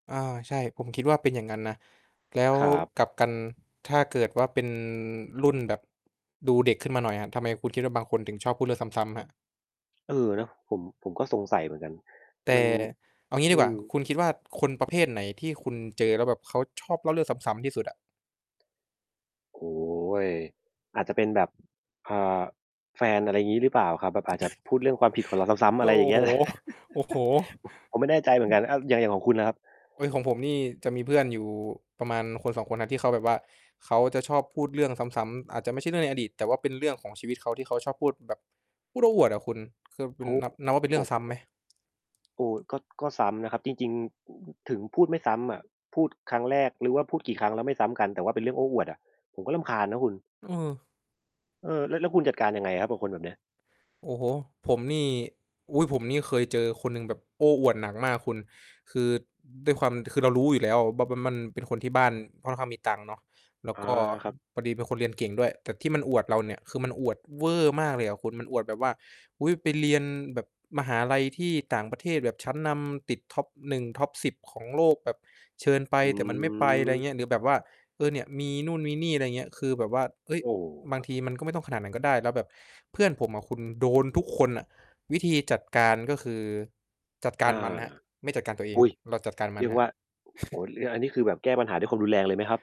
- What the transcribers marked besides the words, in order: distorted speech; other background noise; static; chuckle; tapping; other noise; in English: "top"; in English: "top"; chuckle
- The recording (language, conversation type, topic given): Thai, unstructured, คุณคิดว่าเรื่องราวในอดีตที่คนชอบหยิบมาพูดซ้ำๆ บ่อยๆ น่ารำคาญไหม?